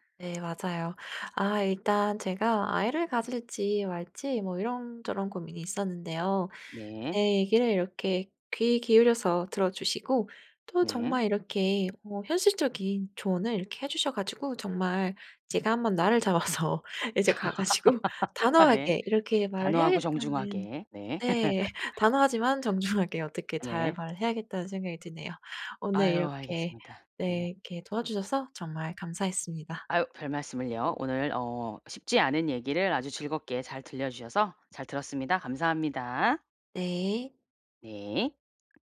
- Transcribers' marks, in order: tapping; other background noise; laughing while speaking: "잡아서 이제 가 가지고"; laugh; laugh; laughing while speaking: "정중하게"; laugh
- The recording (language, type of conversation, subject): Korean, advice, 아이를 가질지, 언제 갖는 게 좋을까요?